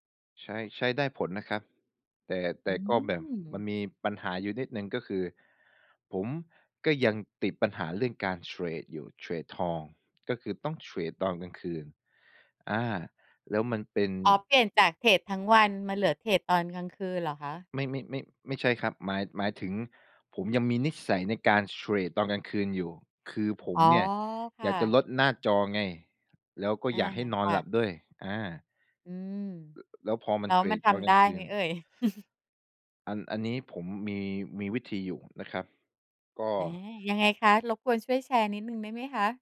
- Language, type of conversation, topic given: Thai, podcast, ควรทำอย่างไรเมื่อรู้สึกว่าตัวเองติดหน้าจอมากเกินไป?
- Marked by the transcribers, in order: other background noise; tapping; chuckle